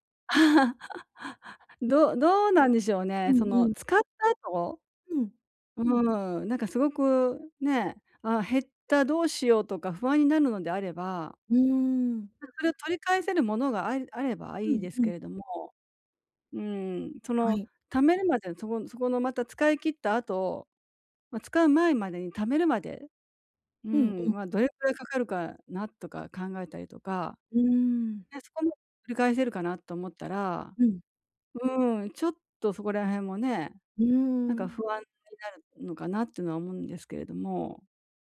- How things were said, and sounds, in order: laugh
- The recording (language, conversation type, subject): Japanese, advice, 内面と行動のギャップをどうすれば埋められますか？